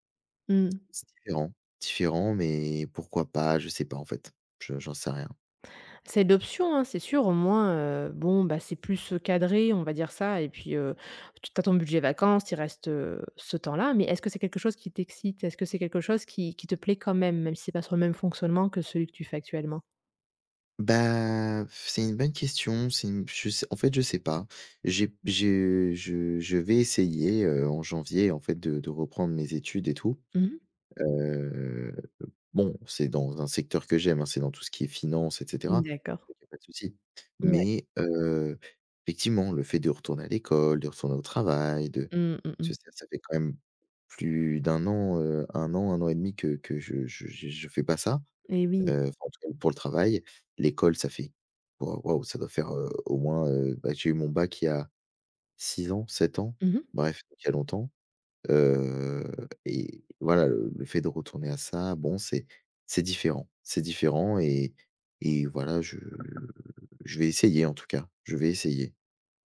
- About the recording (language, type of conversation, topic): French, advice, Comment décrire une décision financière risquée prise sans garanties ?
- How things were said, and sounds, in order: drawn out: "Bah"; blowing; unintelligible speech